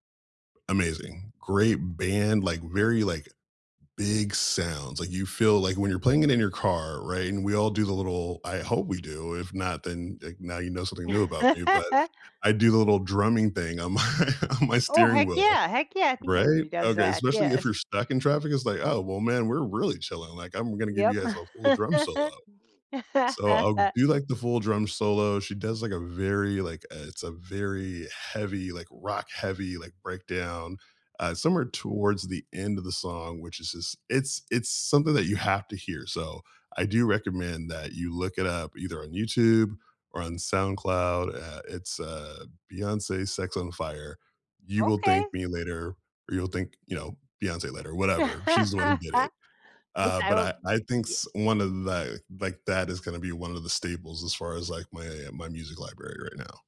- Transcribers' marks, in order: tapping; chuckle; laughing while speaking: "my on my"; other background noise; chuckle; chuckle
- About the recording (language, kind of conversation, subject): English, unstructured, Which songs instantly take you back to vivid moments in your life, and what memories do they bring up?
- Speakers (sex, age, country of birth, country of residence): female, 45-49, United States, United States; male, 35-39, United States, United States